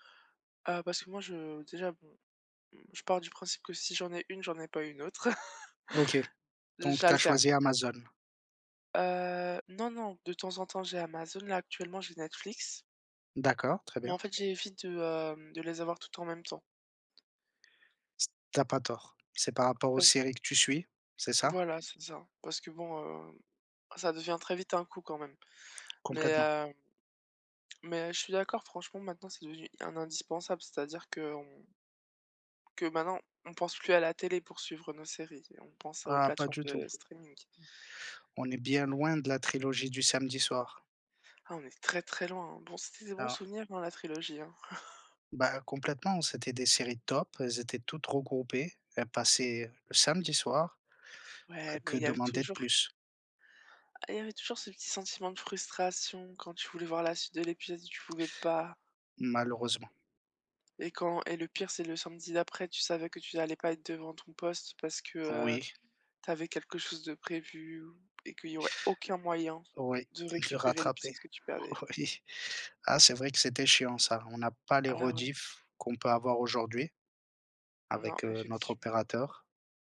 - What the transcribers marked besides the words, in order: chuckle; tapping; chuckle; stressed: "aucun"; "rediffusions" said as "redif"
- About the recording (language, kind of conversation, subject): French, unstructured, Quel rôle les plateformes de streaming jouent-elles dans vos loisirs ?